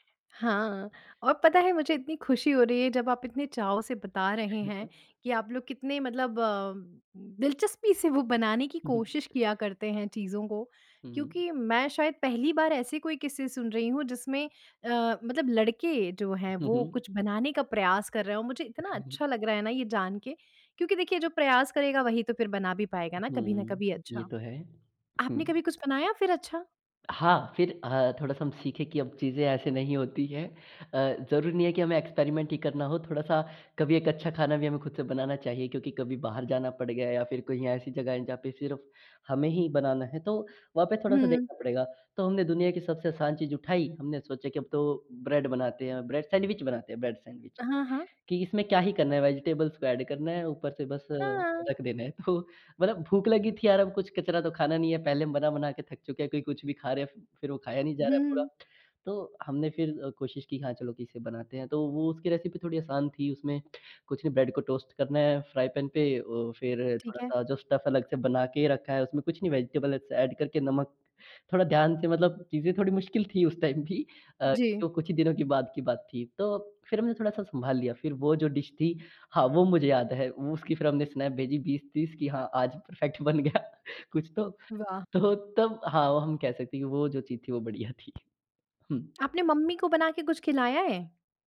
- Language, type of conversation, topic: Hindi, podcast, क्या तुम्हें बचपन का कोई खास खाना याद है?
- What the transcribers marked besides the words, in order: unintelligible speech; chuckle; in English: "एक्सपेरिमेंट"; in English: "वेज़िटेबल्स"; in English: "एड"; in English: "रेसिपी"; in English: "टोस्ट"; in English: "फ्राई पेन"; in English: "स्टफ"; in English: "वेजिटेबल"; in English: "एड"; in English: "टाइम"; in English: "डिश"; in English: "स्नैप"; in English: "परफेक्ट"; laughing while speaking: "बन गया कुछ तो। तो तब"